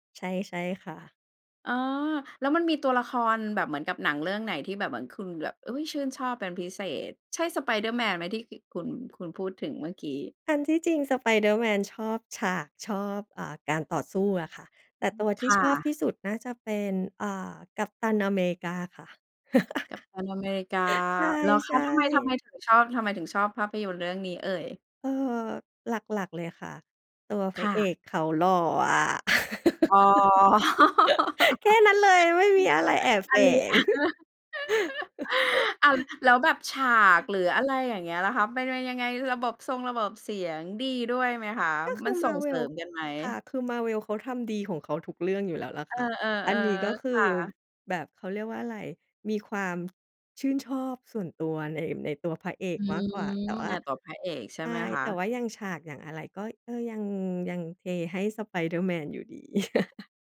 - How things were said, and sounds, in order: laugh; laugh; laugh; chuckle
- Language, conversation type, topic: Thai, podcast, คุณคิดอย่างไรกับการดูหนังในโรงหนังเทียบกับการดูที่บ้าน?